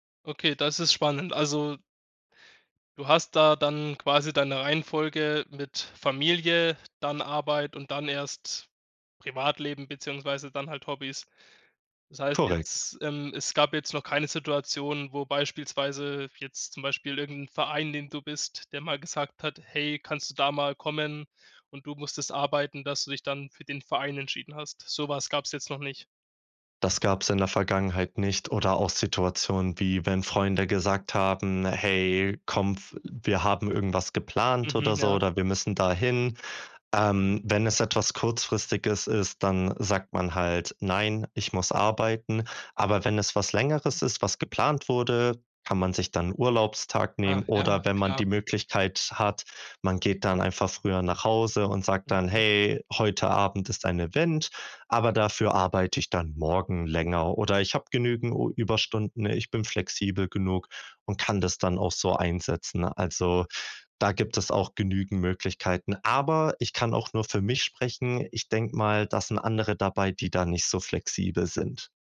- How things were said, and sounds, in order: other noise
- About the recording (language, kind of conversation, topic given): German, podcast, Wie entscheidest du zwischen Beruf und Privatleben?